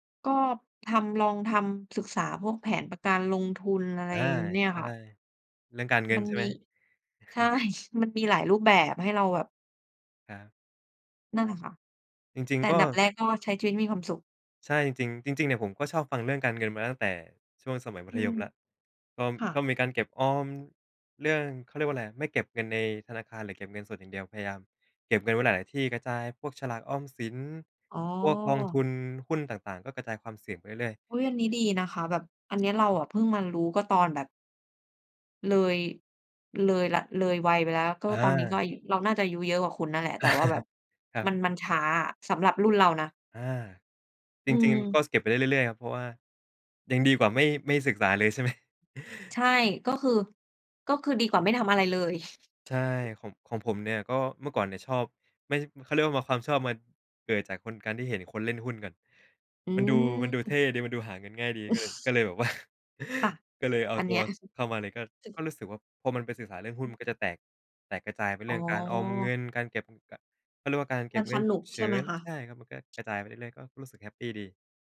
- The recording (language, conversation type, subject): Thai, unstructured, เงินมีความสำคัญกับชีวิตคุณอย่างไรบ้าง?
- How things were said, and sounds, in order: laughing while speaking: "ใช่"; chuckle; unintelligible speech; chuckle; laughing while speaking: "ไหม ?"; chuckle; chuckle; laughing while speaking: "ว่า"; chuckle; unintelligible speech